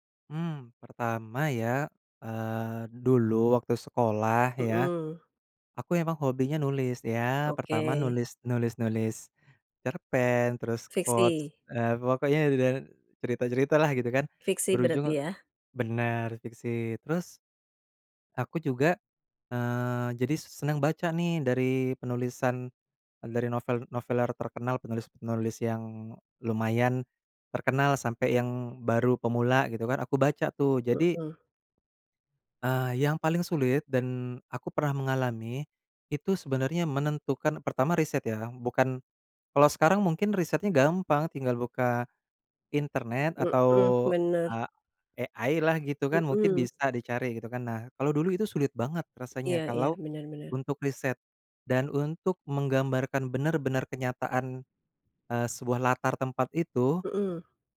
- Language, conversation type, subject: Indonesian, podcast, Menurutmu, apa yang membuat sebuah cerita terasa otentik?
- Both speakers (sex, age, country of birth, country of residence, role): female, 45-49, Indonesia, Indonesia, host; male, 30-34, Indonesia, Indonesia, guest
- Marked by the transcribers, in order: in English: "quote"; in English: "A-I"